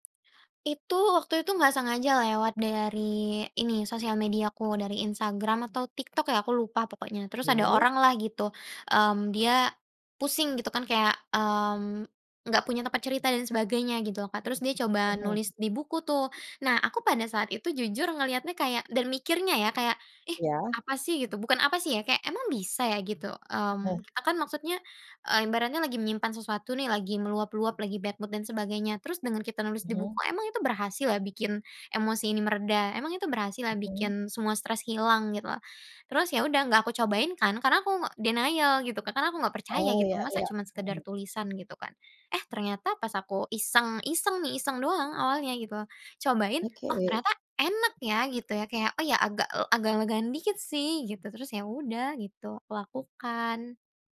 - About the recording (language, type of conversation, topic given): Indonesian, podcast, Bagaimana cara kamu mengelola stres sehari-hari?
- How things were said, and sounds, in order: in English: "bad mood"; in English: "denial"